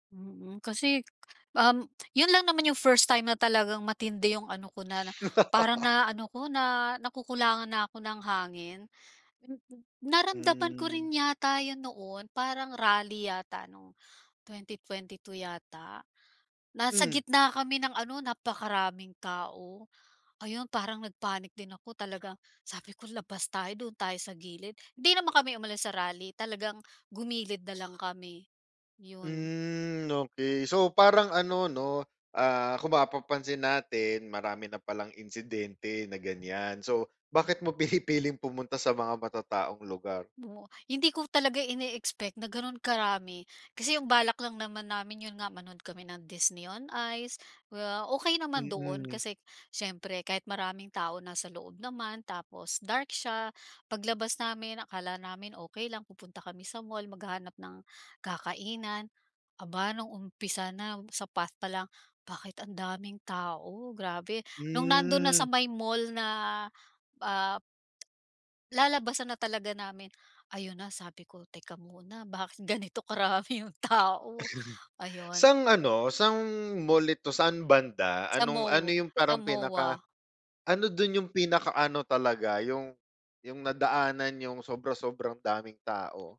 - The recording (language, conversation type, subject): Filipino, advice, Paano ko mababalanse ang pisikal at emosyonal na tensyon ko?
- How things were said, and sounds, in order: tongue click; laugh; other noise; chuckle; other background noise; laughing while speaking: "bakit ganito karami yung tao"; chuckle; bird